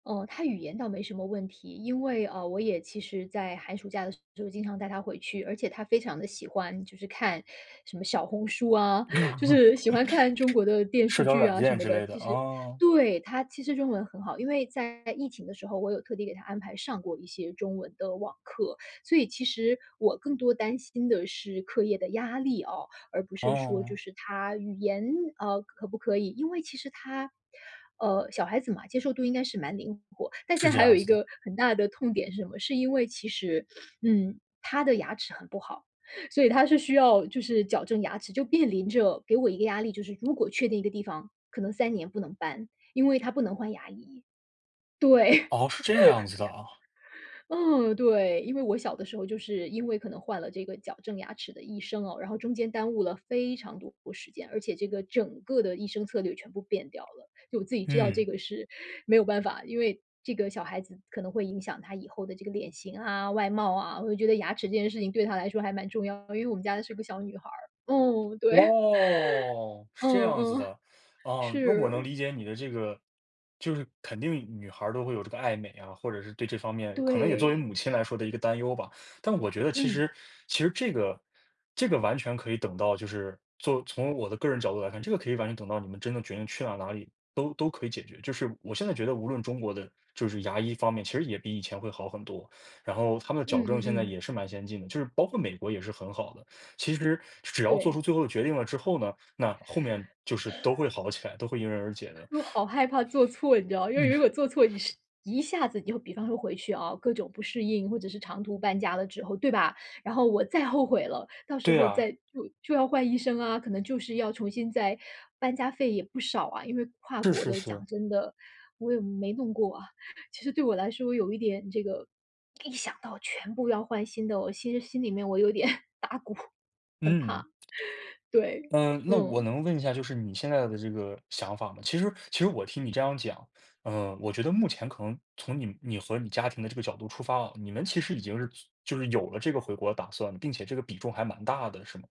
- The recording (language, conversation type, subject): Chinese, advice, 你正在考虑搬到另一个城市或国家生活吗？
- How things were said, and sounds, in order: laugh; other noise; sniff; other background noise; laughing while speaking: "对"; laugh; laughing while speaking: "对。嗯 嗯"; teeth sucking; sigh; laughing while speaking: "有点打鼓"; laugh